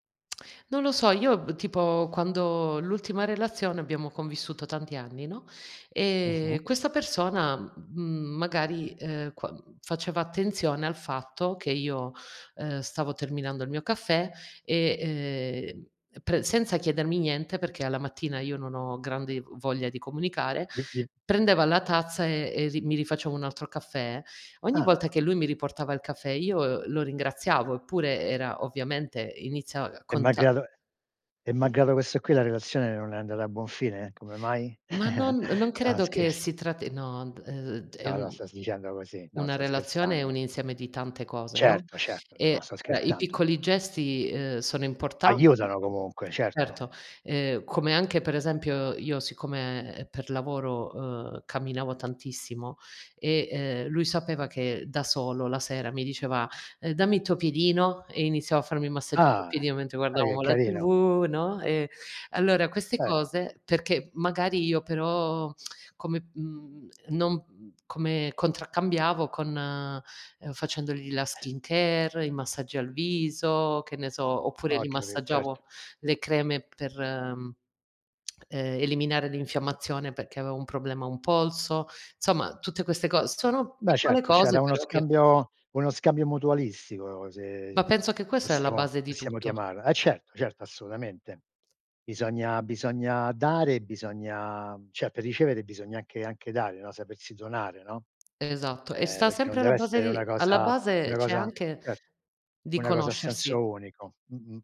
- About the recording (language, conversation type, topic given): Italian, unstructured, Qual è un piccolo gesto che ti rende felice?
- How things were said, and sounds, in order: unintelligible speech; giggle; tapping; lip smack; lip smack; other background noise; "cioè" said as "ceh"